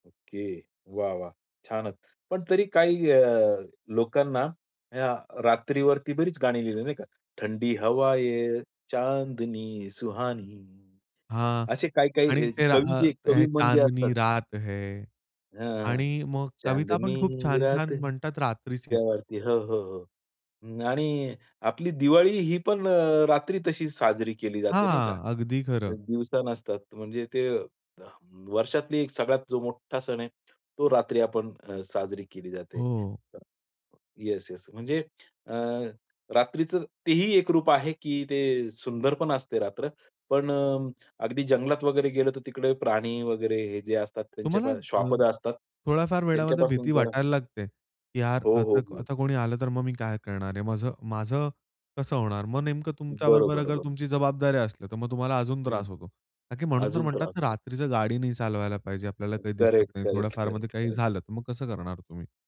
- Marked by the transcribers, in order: other background noise; in Hindi: "ठंडी हवाए , चांदनी सुहानी"; singing: "ठंडी हवाए , चांदनी सुहानी"; in Hindi: "चांदनी रात है"; in Hindi: "चांदनी रात है"; singing: "चांदनी रात है"
- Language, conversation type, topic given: Marathi, podcast, निसर्गाचा कोणता अनुभव तुम्हाला सर्वात जास्त विस्मयात टाकतो?